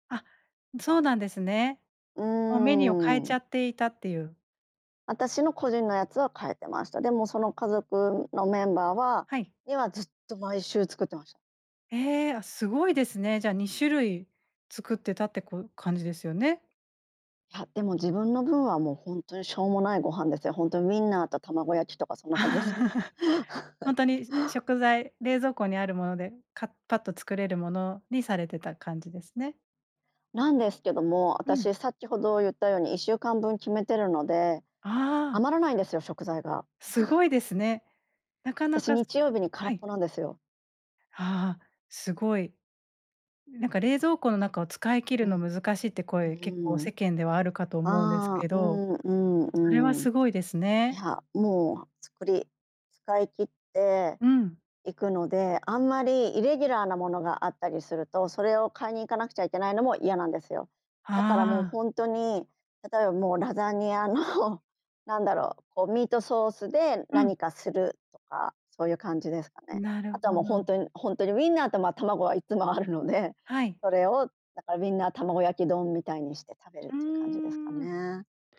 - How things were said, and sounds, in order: laugh; laugh; unintelligible speech; chuckle; laughing while speaking: "いっつもあるので"
- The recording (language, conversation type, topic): Japanese, podcast, 晩ごはんはどうやって決めていますか？